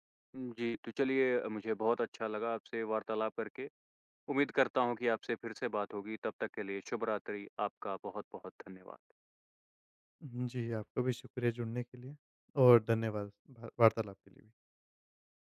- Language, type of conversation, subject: Hindi, podcast, त्योहारों को अधिक पर्यावरण-अनुकूल कैसे बनाया जा सकता है?
- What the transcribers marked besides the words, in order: none